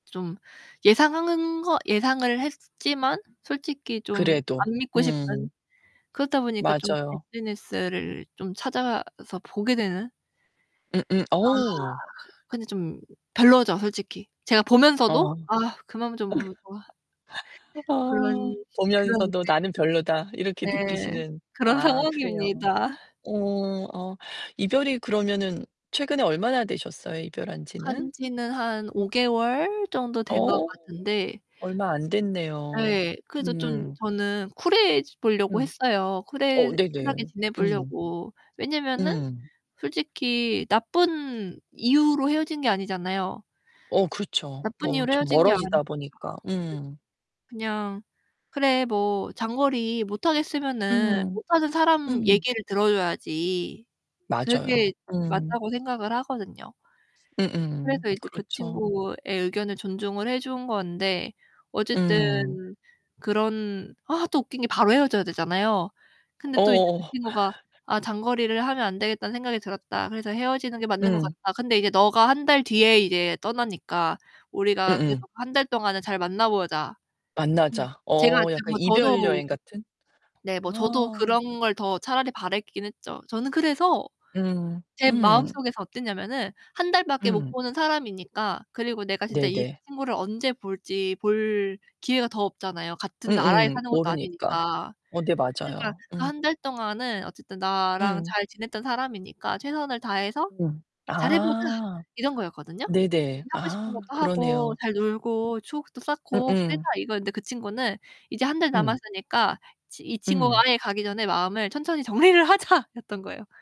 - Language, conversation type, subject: Korean, advice, SNS에서 전 연인의 게시물을 볼 때마다 감정이 폭발하는 이유가 무엇인가요?
- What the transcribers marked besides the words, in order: distorted speech; static; laugh; tapping; background speech; other background noise; laughing while speaking: "정리를 하자.'였던 거예요"